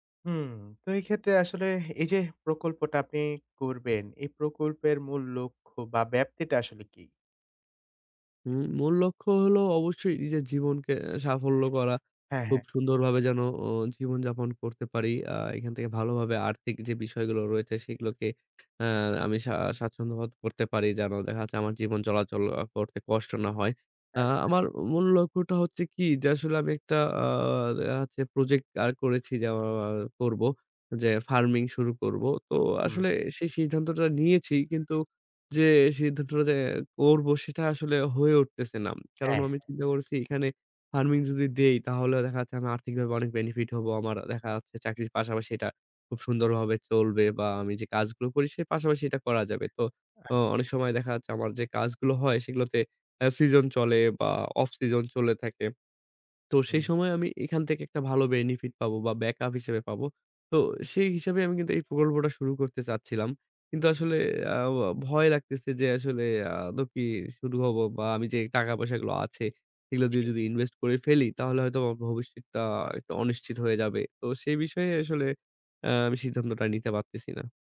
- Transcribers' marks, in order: other background noise; tapping
- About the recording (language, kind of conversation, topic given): Bengali, advice, নতুন প্রকল্পের প্রথম ধাপ নিতে কি আপনার ভয় লাগে?